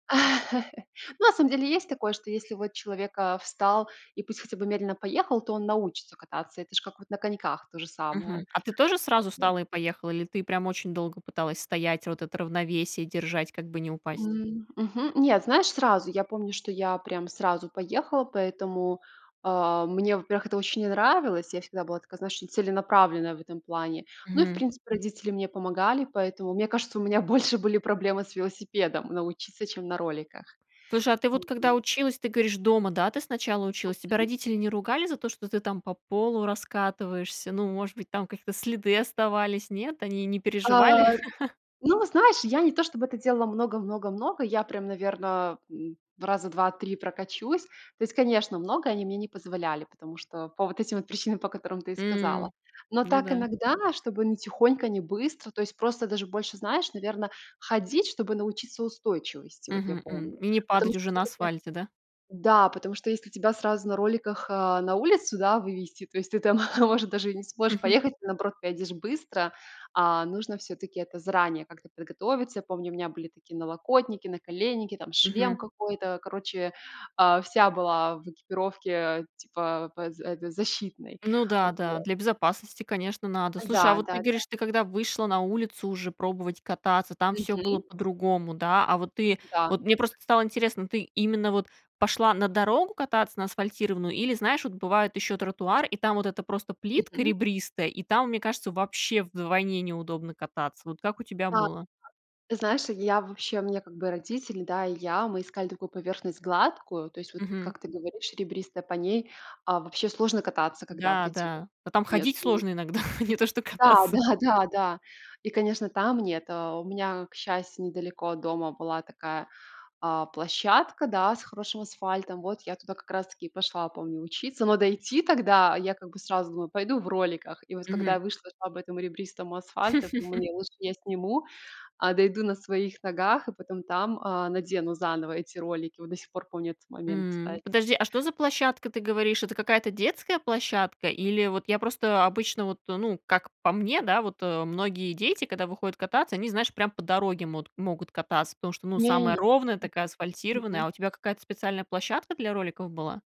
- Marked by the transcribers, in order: chuckle; other background noise; laughing while speaking: "больше"; chuckle; chuckle; tapping; unintelligible speech; chuckle; laughing while speaking: "не то что кататься"; chuckle
- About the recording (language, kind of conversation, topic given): Russian, podcast, Что из ваших детских увлечений осталось с вами до сих пор?